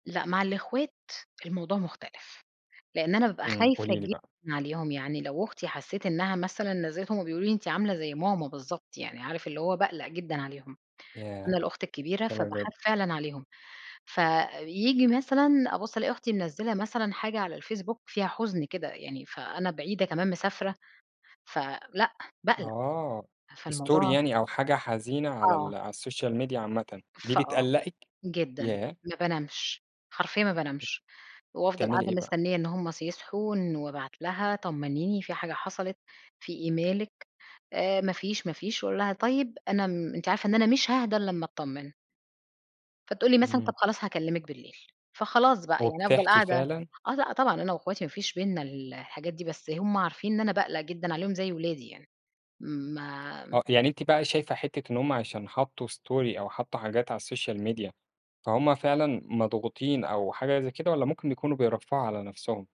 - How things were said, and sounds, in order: in English: "story"; in English: "الsocial media"; unintelligible speech; tapping; in English: "story"; in English: "الsocial media"
- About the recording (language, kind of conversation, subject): Arabic, podcast, إزاي بتظهر دعمك لحد من غير ما تتدخل زيادة؟